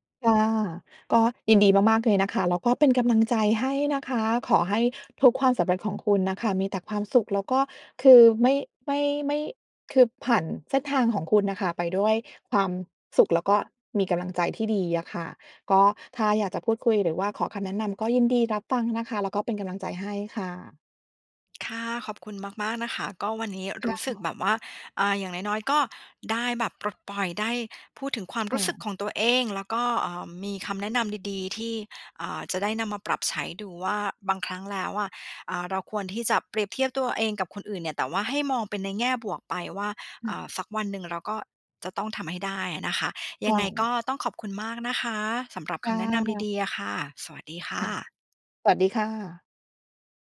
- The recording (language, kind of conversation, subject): Thai, advice, ควรเริ่มยังไงเมื่อฉันมักเปรียบเทียบความสำเร็จของตัวเองกับคนอื่นแล้วรู้สึกท้อ?
- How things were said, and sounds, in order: unintelligible speech